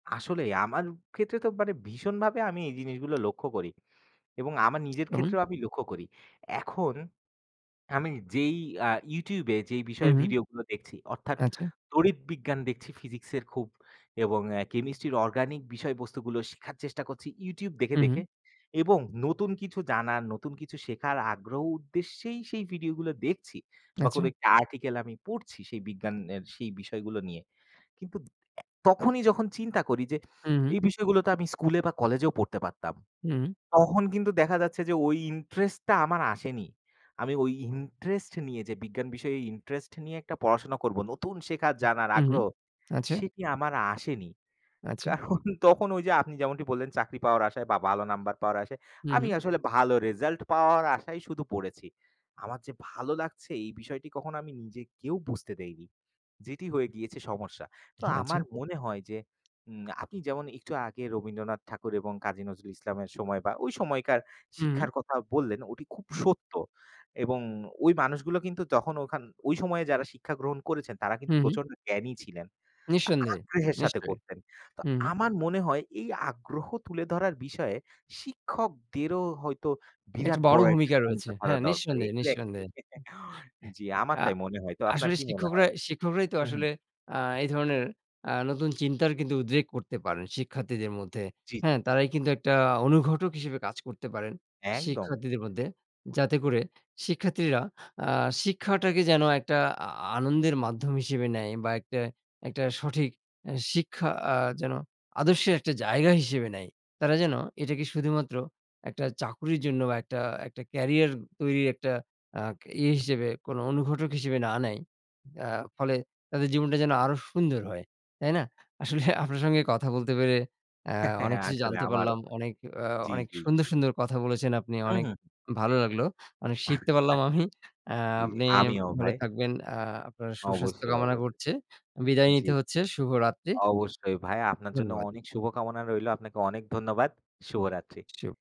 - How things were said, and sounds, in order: tapping; other background noise; in English: "Organic"; laughing while speaking: "কারন"; chuckle; laughing while speaking: "আসলে"; chuckle; chuckle
- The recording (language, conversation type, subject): Bengali, unstructured, শিক্ষাকে কেন জীবনের সবচেয়ে বড় সম্পদ বলে মনে হয়?